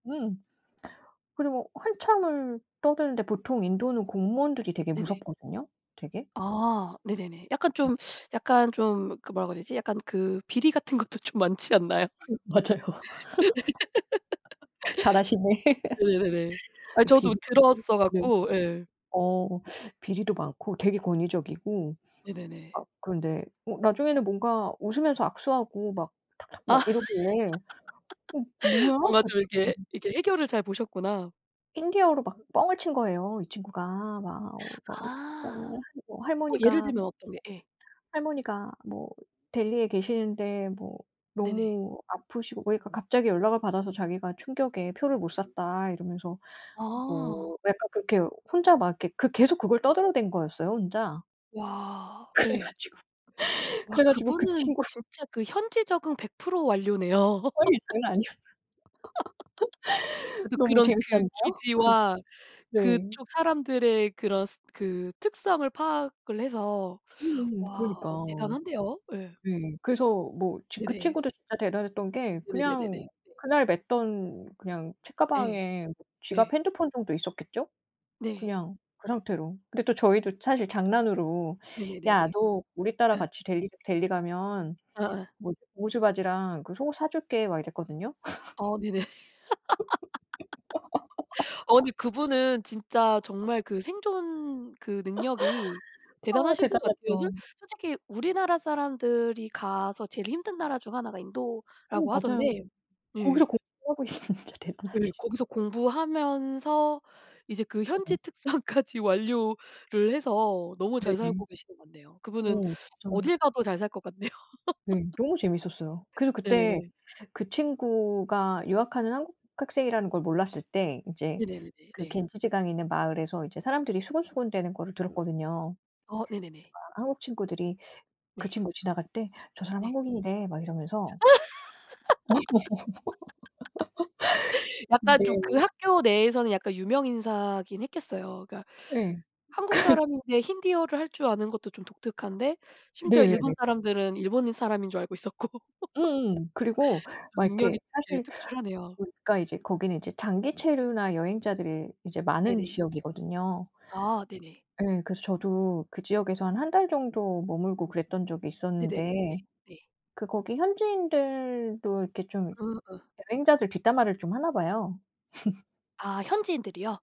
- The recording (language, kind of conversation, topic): Korean, unstructured, 여행 중에 겪었던 재미있는 에피소드가 있나요?
- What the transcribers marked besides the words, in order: laugh; laughing while speaking: "맞아요"; laughing while speaking: "것도 좀 많지 않나요?"; laugh; laugh; laughing while speaking: "뭔가 좀 이렇게"; other background noise; tapping; laughing while speaking: "그래 가지고"; laughing while speaking: "친구"; laugh; laughing while speaking: "아니었"; laugh; laugh; laugh; laughing while speaking: "네네"; laugh; laugh; laughing while speaking: "있으면 진짜 대단하지"; laughing while speaking: "특성까지"; laughing while speaking: "같네요"; laugh; laugh; laughing while speaking: "그"; laughing while speaking: "있었고"; laugh; laugh